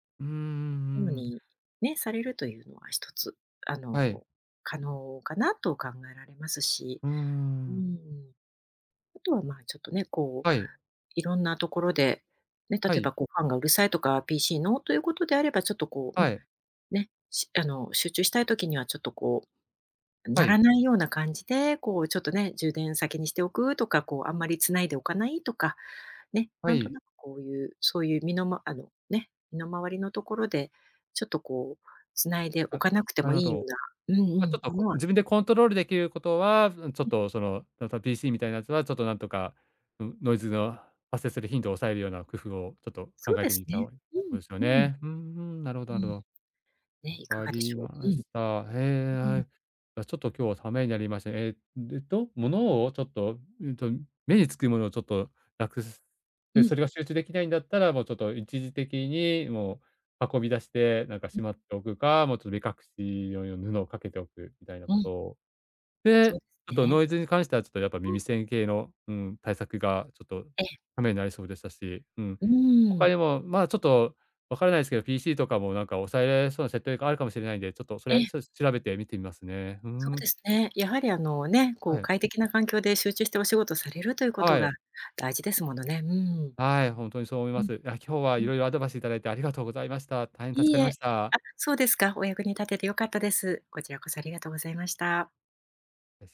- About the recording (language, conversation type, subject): Japanese, advice, 周りの音や散らかった部屋など、集中を妨げる環境要因を減らしてもっと集中するにはどうすればよいですか？
- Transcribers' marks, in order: other background noise